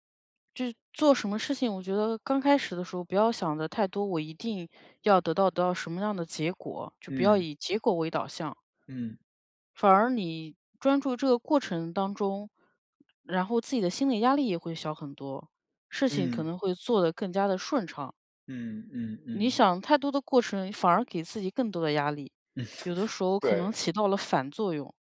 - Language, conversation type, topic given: Chinese, advice, 我怎样放下完美主义，让作品开始顺畅推进而不再卡住？
- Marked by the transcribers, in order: tapping; laugh